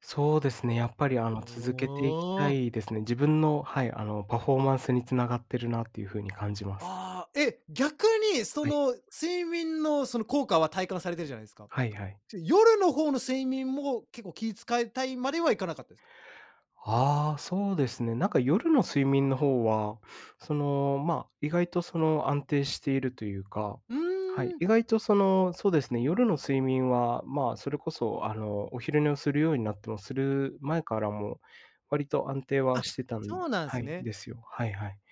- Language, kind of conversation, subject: Japanese, podcast, 仕事でストレスを感じたとき、どんな対処をしていますか？
- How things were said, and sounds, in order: none